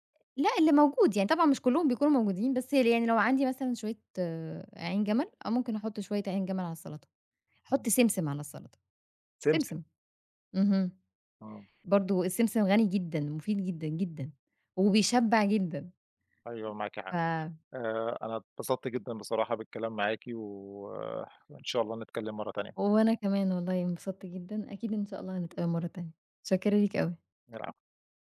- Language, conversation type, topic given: Arabic, podcast, إزاي بتجهّز وجبة بسيطة بسرعة لما تكون مستعجل؟
- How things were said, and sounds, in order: tapping